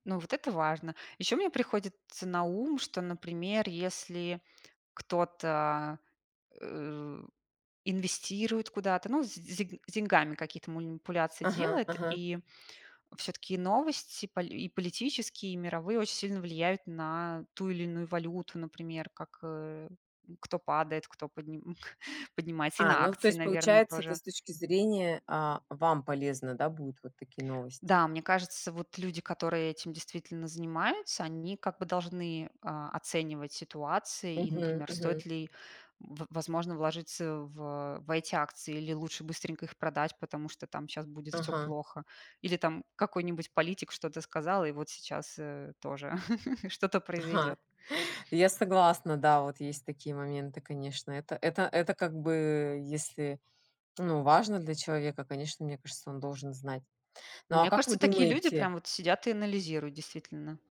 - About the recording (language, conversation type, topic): Russian, unstructured, Почему важно оставаться в курсе событий мира?
- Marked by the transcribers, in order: chuckle; chuckle